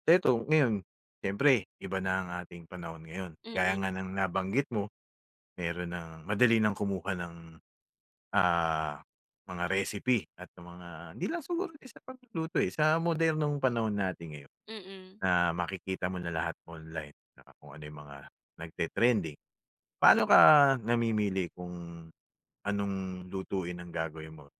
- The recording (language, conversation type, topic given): Filipino, podcast, Paano ka nagsimula sa pagluluto, at bakit mo ito minahal?
- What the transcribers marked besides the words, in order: none